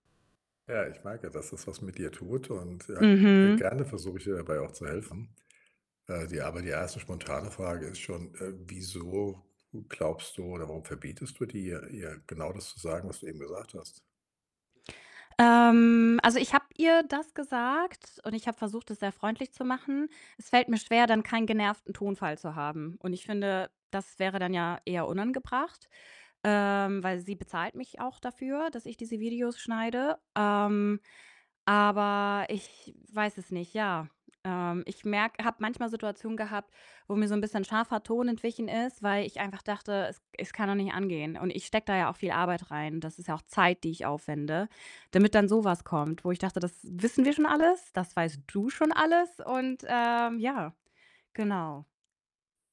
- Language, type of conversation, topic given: German, advice, Wie kann ich besser mit Kritik umgehen, ohne emotional zu reagieren?
- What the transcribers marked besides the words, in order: distorted speech; other background noise; drawn out: "Ähm"; stressed: "du"